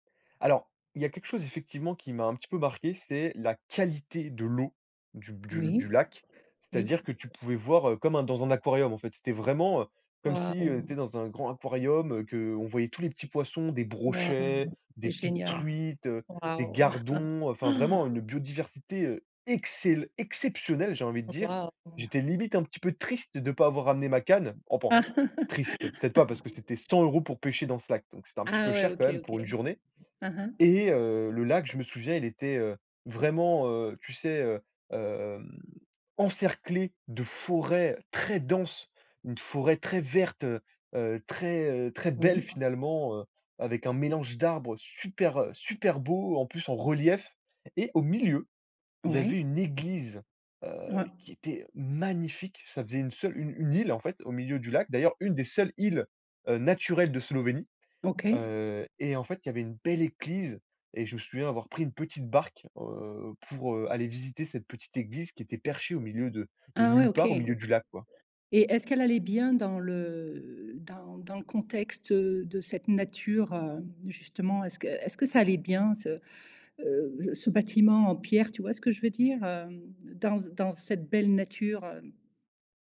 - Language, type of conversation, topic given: French, podcast, Peux-tu parler d’un lieu qui t’a permis de te reconnecter à la nature ?
- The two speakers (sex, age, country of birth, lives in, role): female, 55-59, France, Portugal, host; male, 20-24, France, France, guest
- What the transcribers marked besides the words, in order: other background noise; chuckle; stressed: "exceptionnelle"; laugh; "enfin" said as "enpain"